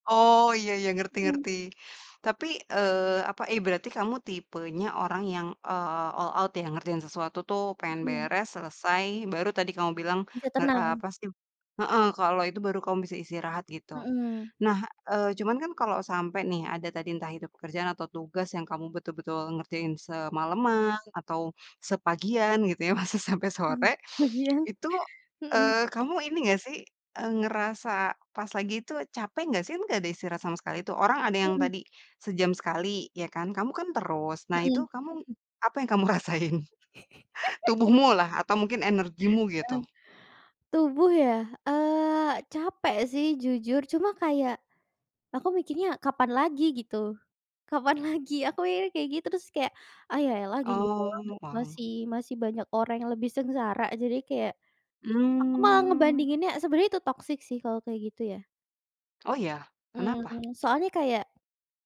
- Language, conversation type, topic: Indonesian, podcast, Bagaimana kamu memutuskan kapan perlu istirahat dan kapan harus memaksakan diri untuk bekerja?
- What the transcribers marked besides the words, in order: tapping; in English: "all out"; laughing while speaking: "masa"; chuckle; chuckle; laughing while speaking: "rasain?"; drawn out: "Mmm"; other background noise